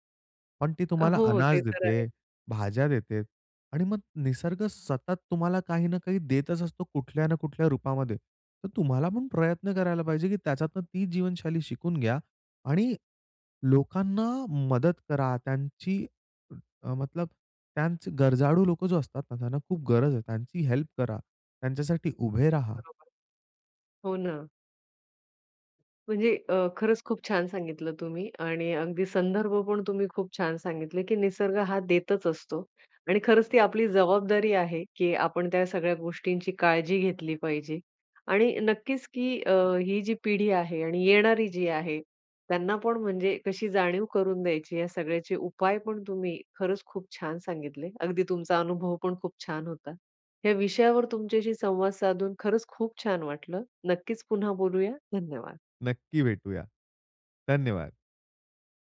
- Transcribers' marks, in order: "गरजू" said as "गरजाळू"; in English: "हेल्प"; other background noise
- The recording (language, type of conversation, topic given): Marathi, podcast, निसर्गाची साधी जीवनशैली तुला काय शिकवते?